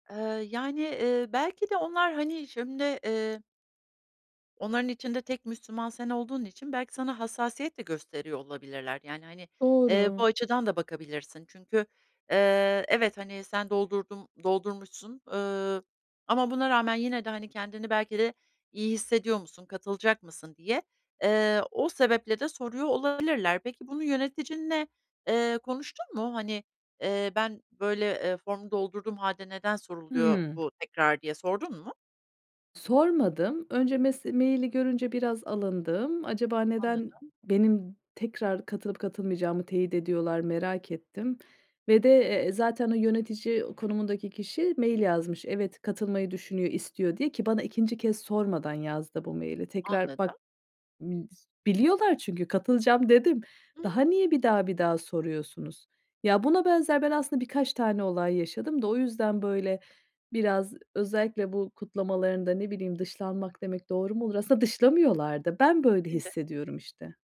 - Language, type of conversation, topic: Turkish, advice, Kutlamalarda kendimi yalnız ve dışlanmış hissediyorsam arkadaş ortamında ne yapmalıyım?
- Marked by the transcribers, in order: other background noise; other noise